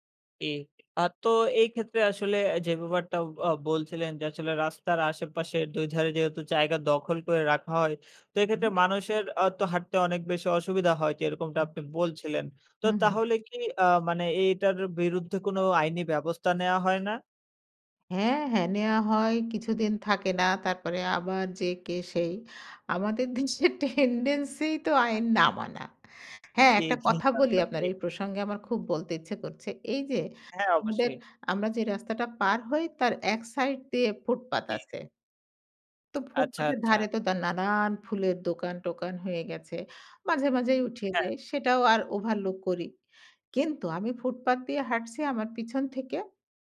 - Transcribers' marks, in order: other background noise; laughing while speaking: "দিন্সে tendency ই তো"; "দেশের" said as "দিন্সে"; in English: "tendency"; in English: "overlook"
- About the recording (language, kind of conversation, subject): Bengali, podcast, শহরের ছোট গলি ও রাস্তা দিয়ে হাঁটার সময় কি কোনো আলাদা রীতি বা চল আছে?